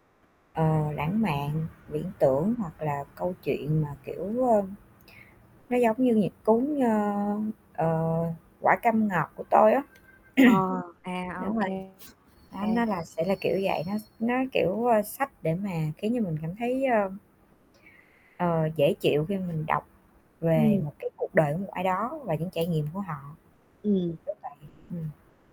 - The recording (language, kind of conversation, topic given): Vietnamese, unstructured, Bạn chọn sách để đọc như thế nào?
- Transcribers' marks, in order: static; other background noise; tapping; throat clearing; distorted speech; sniff; unintelligible speech